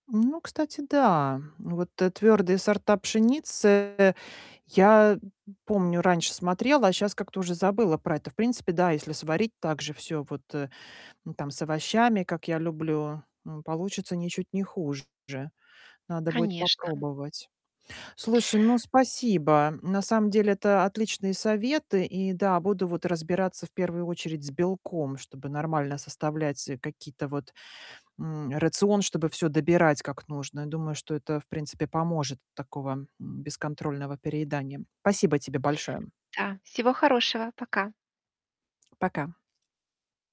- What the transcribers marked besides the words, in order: tapping; distorted speech
- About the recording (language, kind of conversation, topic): Russian, advice, Как мне контролировать размер порций и меньше перекусывать между приёмами пищи?